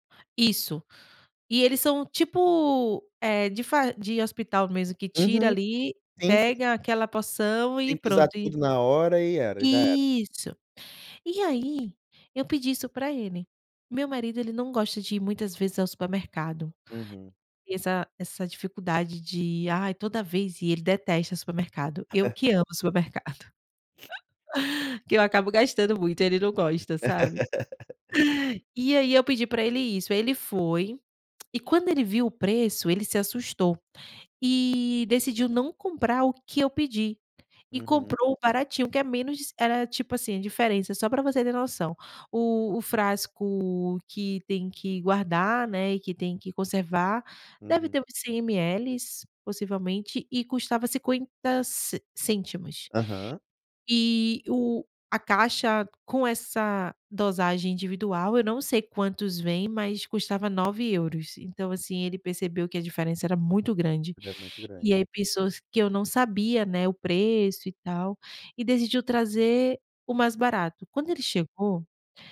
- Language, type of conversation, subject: Portuguese, advice, Como posso expressar minhas necessidades emocionais ao meu parceiro com clareza?
- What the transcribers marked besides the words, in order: chuckle; laugh; laugh; other background noise